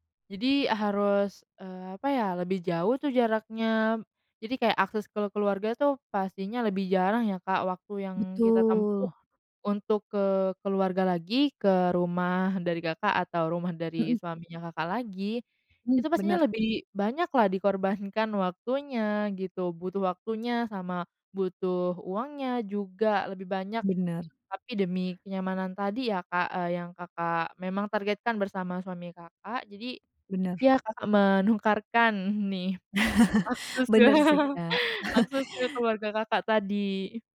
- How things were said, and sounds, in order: chuckle; chuckle
- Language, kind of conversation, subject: Indonesian, podcast, Apa pengorbanan paling berat yang harus dilakukan untuk meraih sukses?